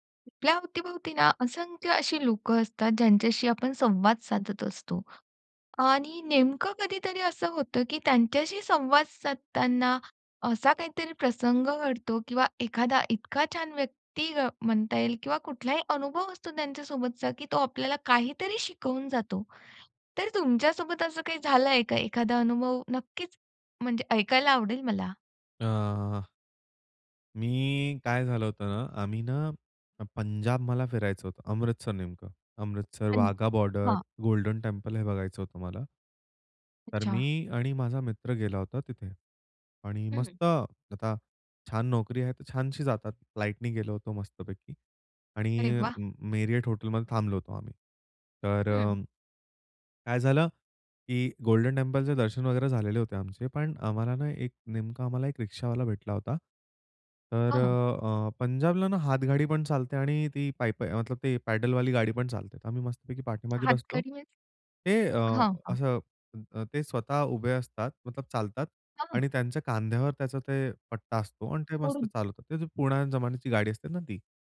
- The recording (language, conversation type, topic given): Marathi, podcast, तुझ्या प्रदेशातील लोकांशी संवाद साधताना तुला कोणी काय शिकवलं?
- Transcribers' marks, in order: "गेलो" said as "गेला"; in English: "फ्लाइटनी"; tapping; in Hindi: "मतलब"; "खांद्यावर" said as "कांद्यावर"; "ओढून" said as "ओडून"